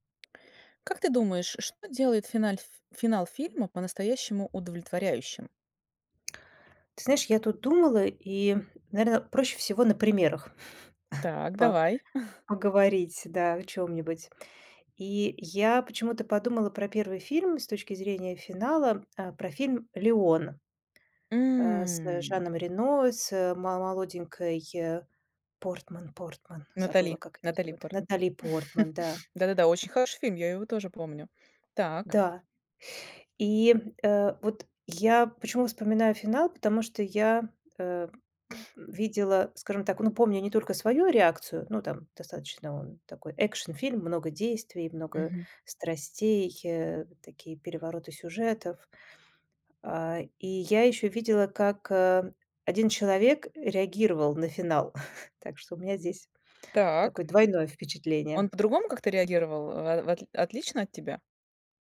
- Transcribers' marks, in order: chuckle; drawn out: "М"; chuckle; chuckle; tapping
- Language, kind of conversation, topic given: Russian, podcast, Что делает финал фильма по-настоящему удачным?